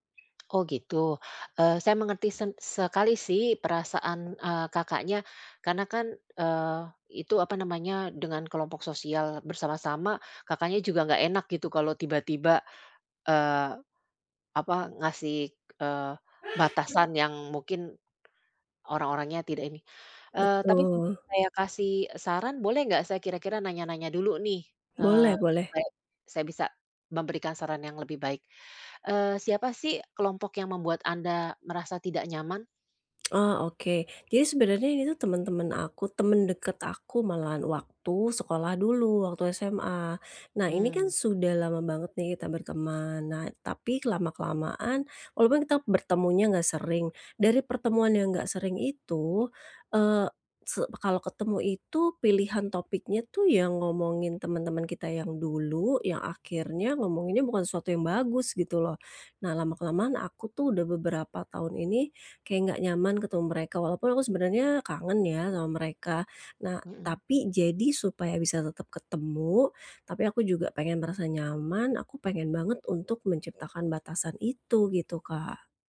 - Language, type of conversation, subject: Indonesian, advice, Bagaimana cara menetapkan batasan yang sehat di lingkungan sosial?
- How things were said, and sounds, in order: other background noise; sneeze; tapping; tsk